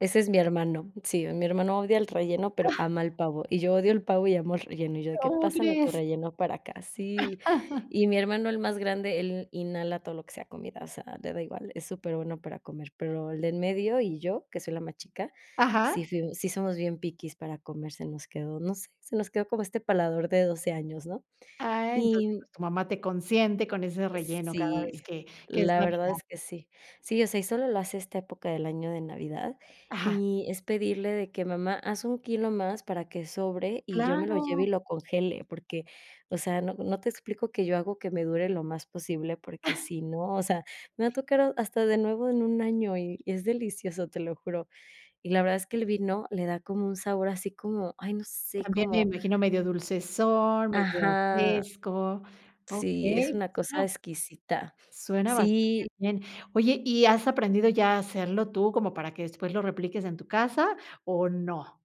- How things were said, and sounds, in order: chuckle; laughing while speaking: "¿Cómo crees?"; chuckle; "paladar" said as "palador"; chuckle; other background noise
- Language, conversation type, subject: Spanish, podcast, ¿Qué recuerdo tienes de la comida en las fiestas familiares?